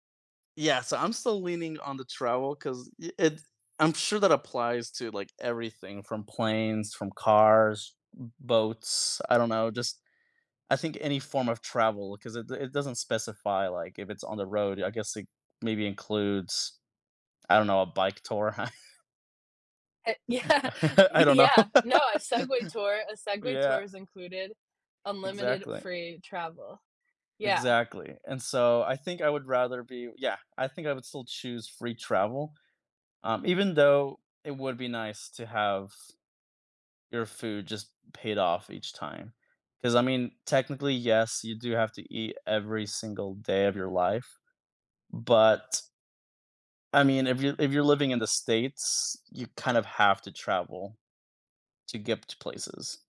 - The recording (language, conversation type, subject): English, unstructured, How do you decide between spending on travel or enjoying meals out when thinking about what brings you more happiness?
- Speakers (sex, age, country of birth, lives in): female, 25-29, United States, United States; male, 20-24, United States, United States
- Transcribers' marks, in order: laugh; chuckle; laughing while speaking: "yeah, yeah"; laughing while speaking: "know"; tapping